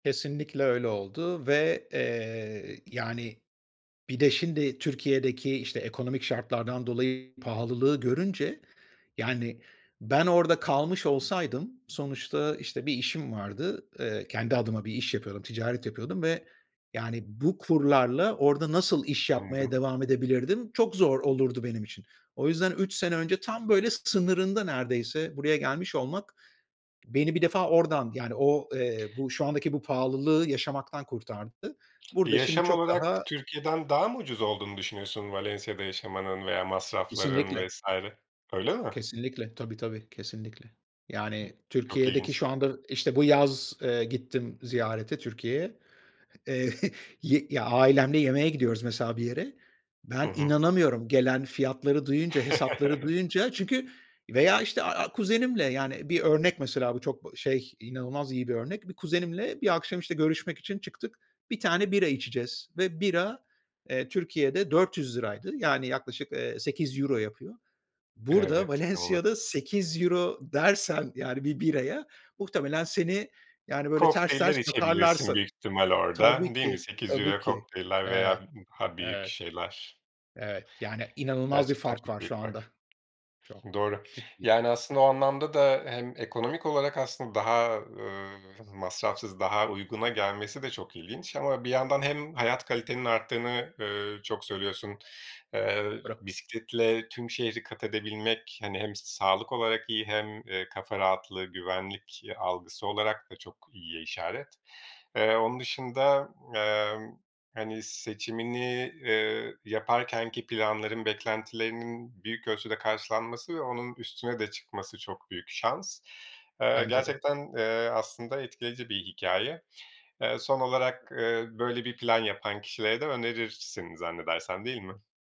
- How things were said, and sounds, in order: other background noise; laughing while speaking: "eee"; chuckle; chuckle; tapping; "sana" said as "sın"; unintelligible speech
- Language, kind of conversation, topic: Turkish, podcast, Yeni bir şehre taşınmadan önce riskleri nasıl değerlendirirsin?